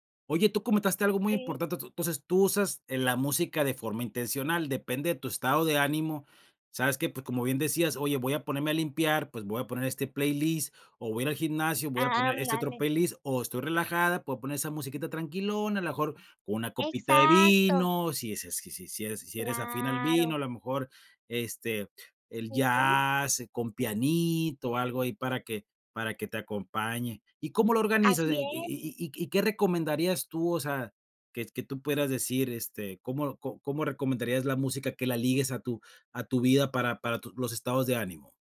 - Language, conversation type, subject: Spanish, podcast, ¿Cómo influye la música en tu estado de ánimo diario?
- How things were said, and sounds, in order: drawn out: "Exacto"; drawn out: "Claro"